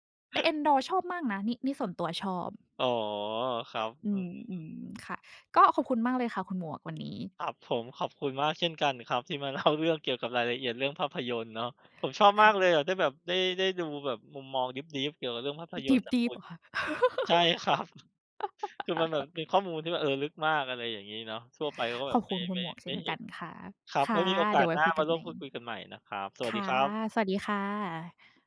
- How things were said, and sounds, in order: tapping; laughing while speaking: "เล่า"; in English: "deep deep"; other background noise; in English: "deep deep"; laughing while speaking: "ครับ"; chuckle
- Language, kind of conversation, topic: Thai, unstructured, ภาพยนตร์เรื่องไหนที่เปลี่ยนมุมมองต่อชีวิตของคุณ?